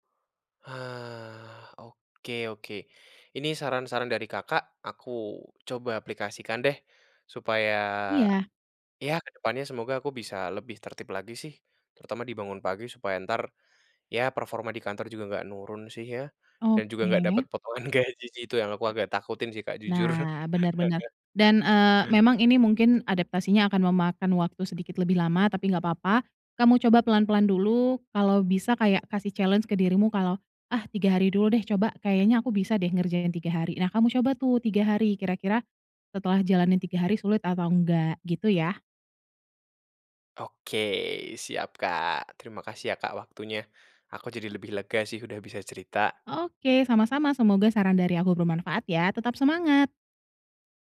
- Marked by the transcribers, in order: drawn out: "Hah"; chuckle; in English: "challenge"
- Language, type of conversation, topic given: Indonesian, advice, Mengapa Anda sulit bangun pagi dan menjaga rutinitas?